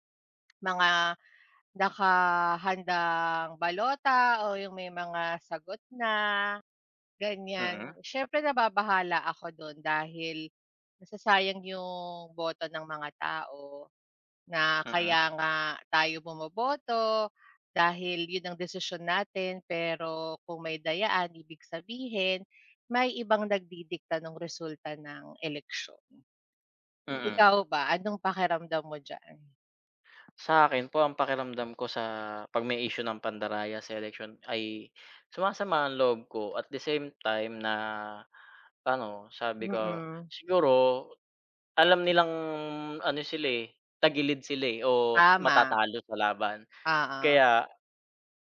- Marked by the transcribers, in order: tapping; other background noise
- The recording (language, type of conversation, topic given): Filipino, unstructured, Ano ang nararamdaman mo kapag may mga isyu ng pandaraya sa eleksiyon?